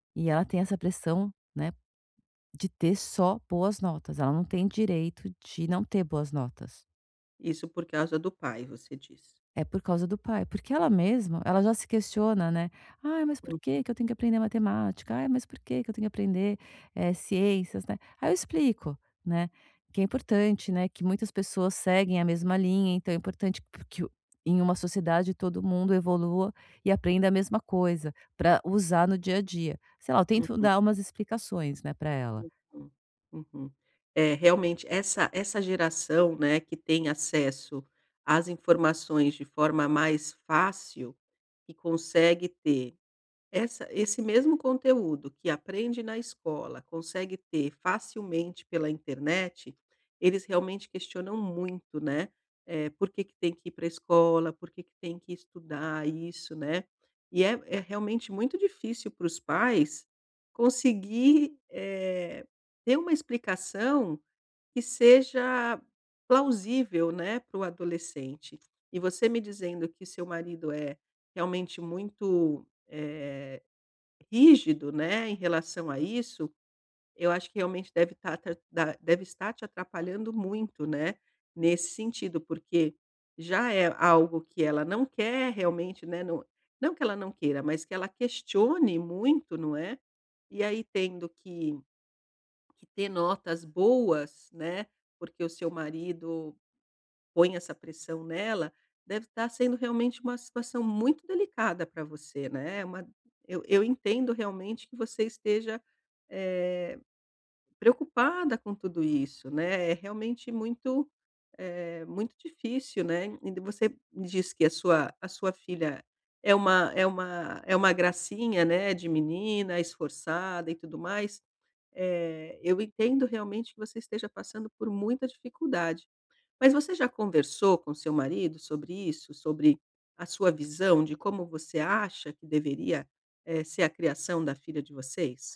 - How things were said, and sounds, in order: none
- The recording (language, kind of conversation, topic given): Portuguese, advice, Como posso manter minhas convicções quando estou sob pressão do grupo?